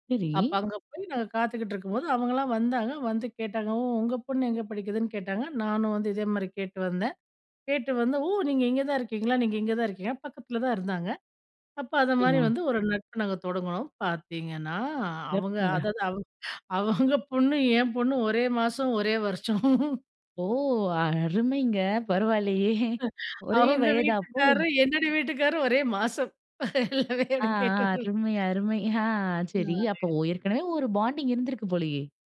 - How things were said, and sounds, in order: unintelligible speech; "சிறப்புங்க" said as "ஒர்க்குங்க"; laughing while speaking: "பாத்தீங்கன்னா, அவங்க அதாவது, அவங் அவங்க பொண்ணு, என் பொண்ணு ஒரே மாசம், ஒரே வருஷம்"; laughing while speaking: "ஓ! அருமைங்க. பரவால்லையே"; laughing while speaking: "அவுங்க வீட்டுக்காரு, என்னுடைய வீட்டுக்காரும் ஒரே மாசம். எல்லாமே எனக் கேட்டுட்டு"; laughing while speaking: "ஆ ஆ, அருமை. அருமை. ஆ, சரி. அப்போ, ஏற்கனவே ஒரு பாண்டிங் இருந்திருக்கு போலையே"; in English: "பாண்டிங்"
- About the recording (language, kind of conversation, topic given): Tamil, podcast, நண்பருடன் பேசுவது உங்களுக்கு எப்படி உதவுகிறது?